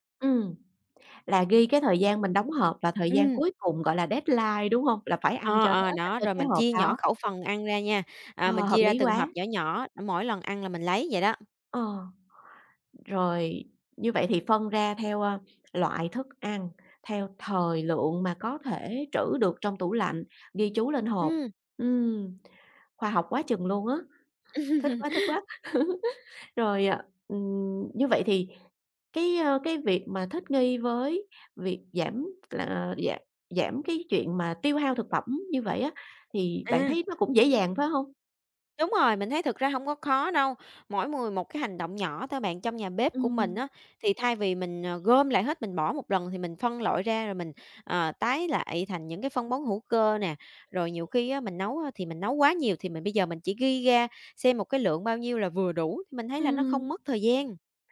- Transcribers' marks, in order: in English: "deadline"; other background noise; tapping; laugh
- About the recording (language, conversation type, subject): Vietnamese, podcast, Bạn làm thế nào để giảm lãng phí thực phẩm?